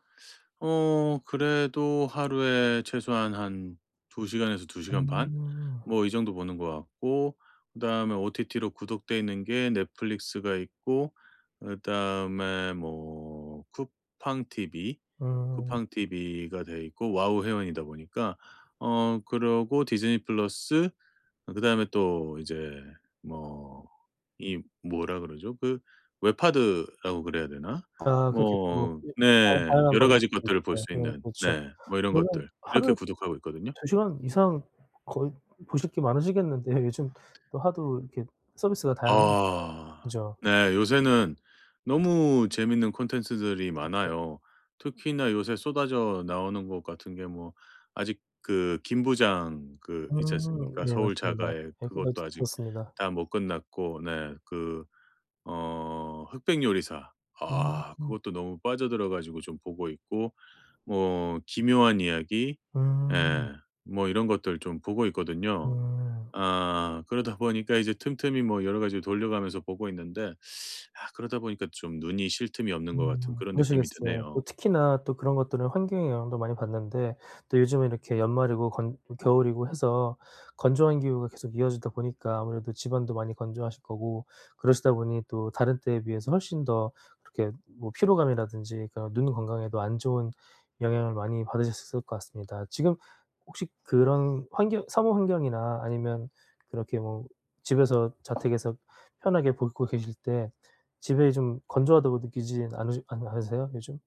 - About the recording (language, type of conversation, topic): Korean, advice, 디지털 기기 사용 습관을 개선하고 사용량을 최소화하려면 어떻게 해야 할까요?
- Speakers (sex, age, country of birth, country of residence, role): male, 40-44, South Korea, South Korea, advisor; male, 45-49, South Korea, United States, user
- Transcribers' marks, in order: other background noise; tapping